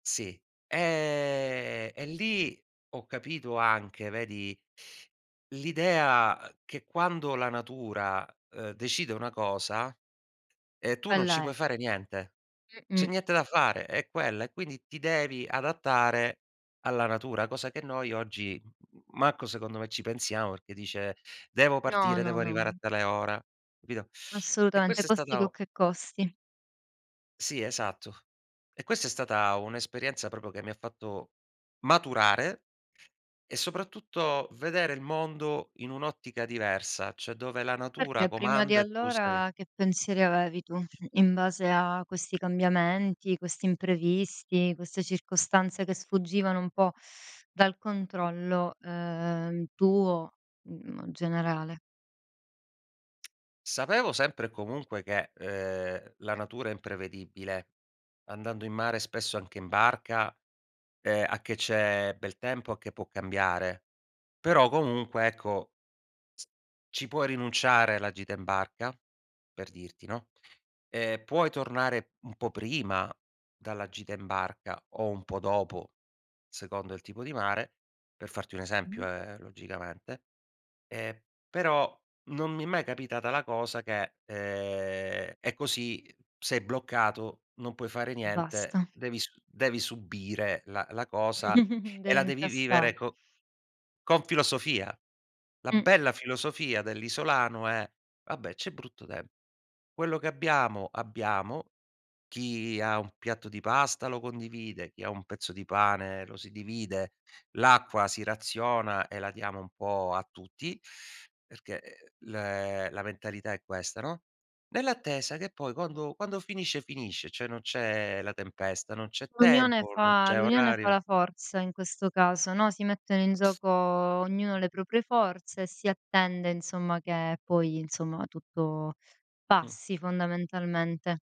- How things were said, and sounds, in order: drawn out: "eh"; "proprio" said as "propio"; tapping; other background noise; chuckle
- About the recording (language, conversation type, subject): Italian, podcast, Qual è un’esperienza a contatto con la natura che ti ha fatto vedere le cose in modo diverso?